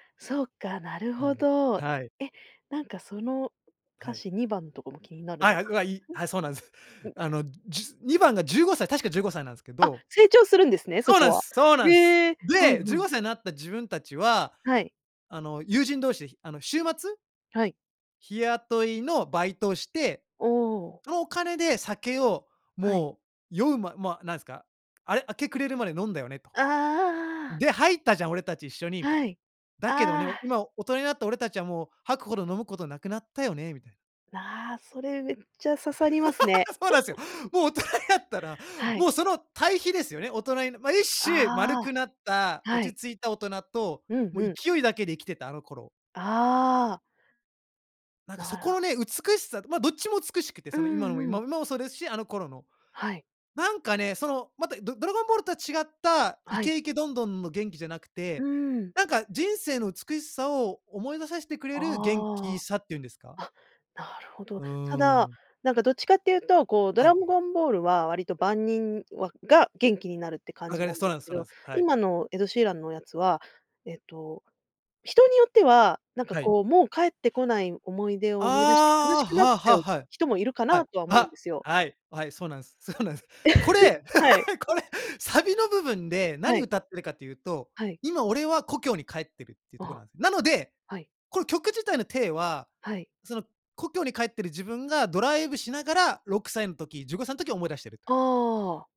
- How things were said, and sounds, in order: other noise; laugh; chuckle; laughing while speaking: "もう大人になったら"; "ドラゴンボール" said as "ドラムゴンボール"; laugh
- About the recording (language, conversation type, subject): Japanese, podcast, 聴くと必ず元気になれる曲はありますか？